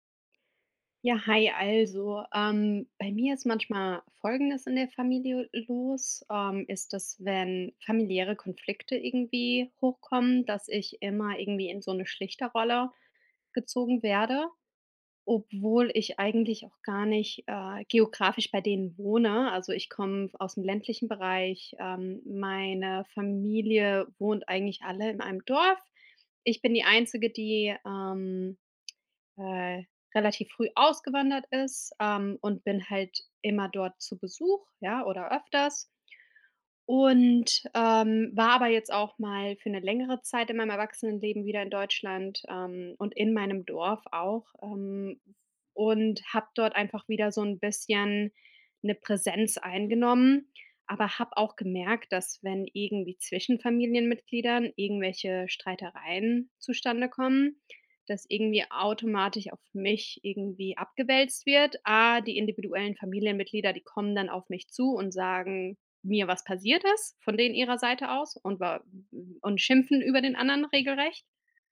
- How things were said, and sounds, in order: other background noise
- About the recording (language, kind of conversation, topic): German, advice, Wie können wir Rollen und Aufgaben in der erweiterten Familie fair aufteilen?